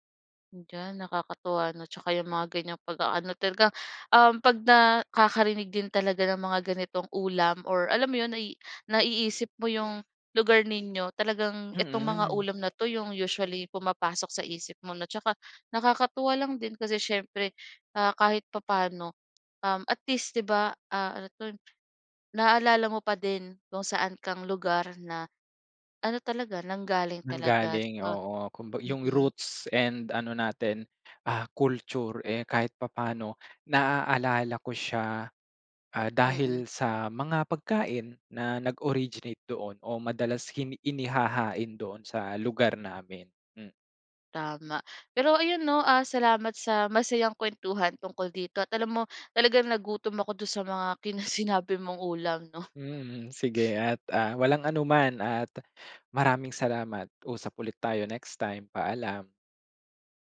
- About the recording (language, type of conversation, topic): Filipino, podcast, Paano nakaapekto ang pagkain sa pagkakakilanlan mo?
- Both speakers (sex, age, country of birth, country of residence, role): female, 25-29, Philippines, Philippines, host; male, 25-29, Philippines, Philippines, guest
- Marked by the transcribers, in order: "'to" said as "toym"; laughing while speaking: "kinas"; sniff